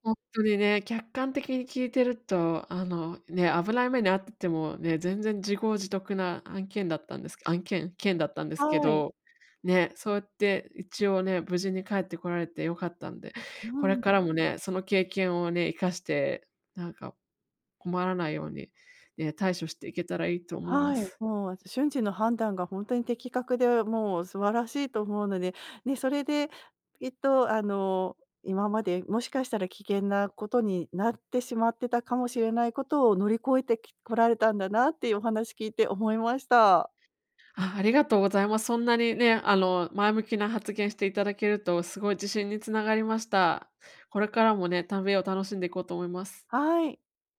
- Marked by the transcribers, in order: none
- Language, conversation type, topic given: Japanese, advice, 旅行中に言葉や文化の壁にぶつかったとき、どう対処すればよいですか？